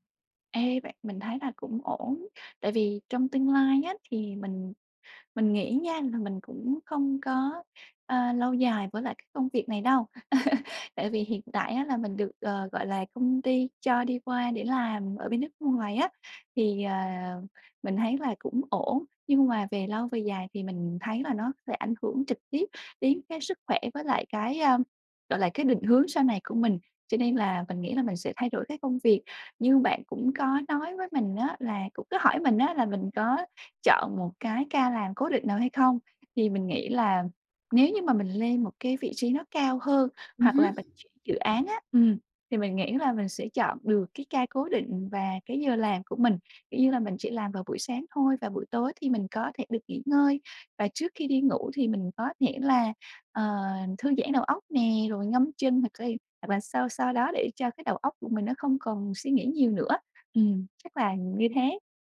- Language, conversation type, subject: Vietnamese, advice, Làm thế nào để cải thiện chất lượng giấc ngủ và thức dậy tràn đầy năng lượng hơn?
- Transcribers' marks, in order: laugh; tapping; unintelligible speech